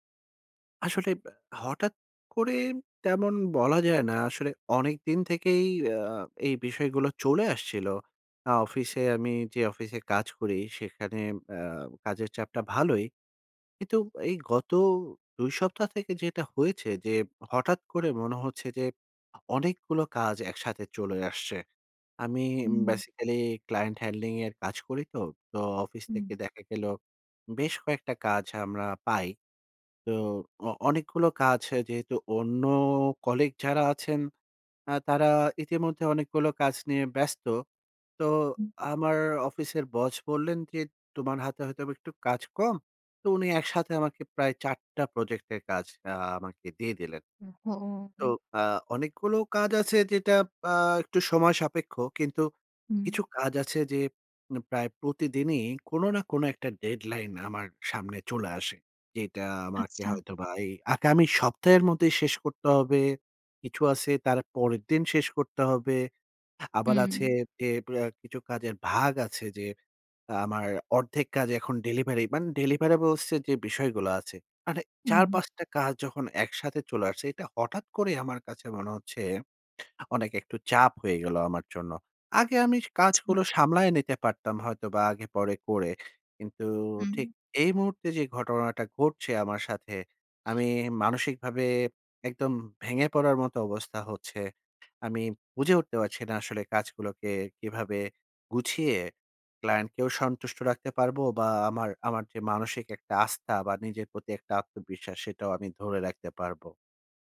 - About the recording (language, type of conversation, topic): Bengali, advice, ডেডলাইনের চাপের কারণে আপনার কাজ কি আটকে যায়?
- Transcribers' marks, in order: in English: "basically client handling"; in English: "deliverables"; tapping